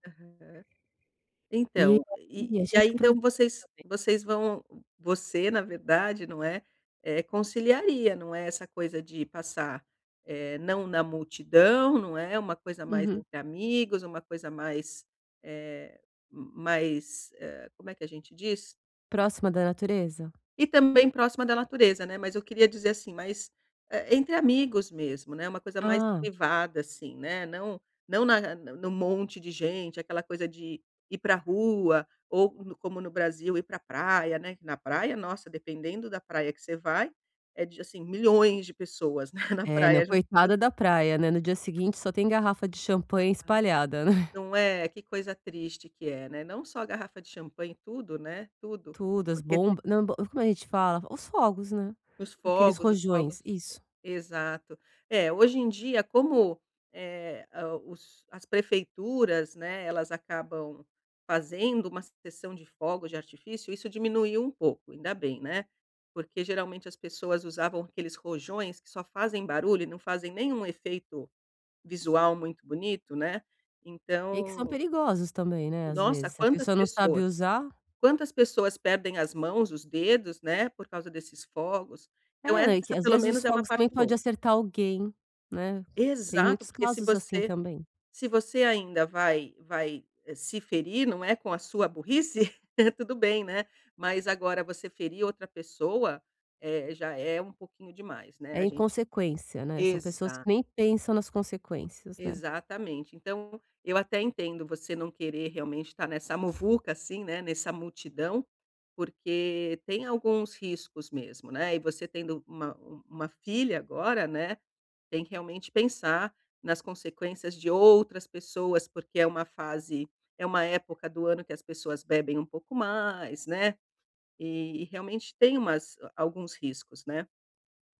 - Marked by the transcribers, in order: laughing while speaking: "né"; other background noise; laughing while speaking: "né?"; laugh
- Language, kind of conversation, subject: Portuguese, advice, Como conciliar planos festivos quando há expectativas diferentes?